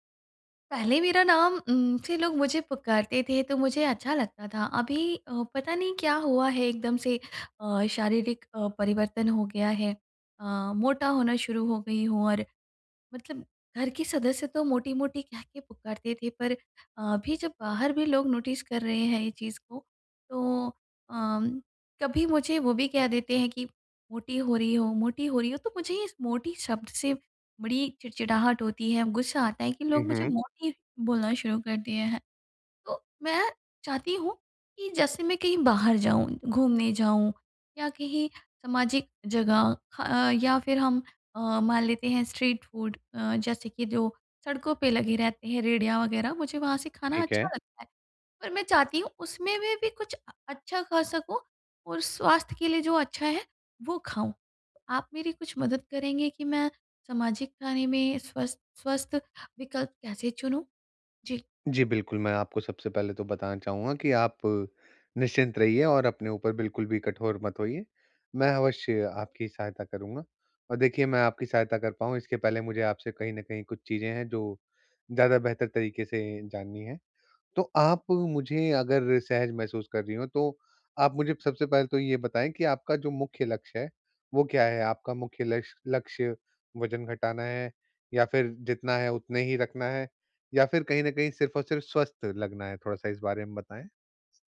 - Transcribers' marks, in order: in English: "नोटिस"; in English: "स्ट्रीट फ़ूड"
- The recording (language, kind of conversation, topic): Hindi, advice, मैं सामाजिक आयोजनों में स्वस्थ और संतुलित भोजन विकल्प कैसे चुनूँ?
- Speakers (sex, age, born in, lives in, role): female, 35-39, India, India, user; male, 25-29, India, India, advisor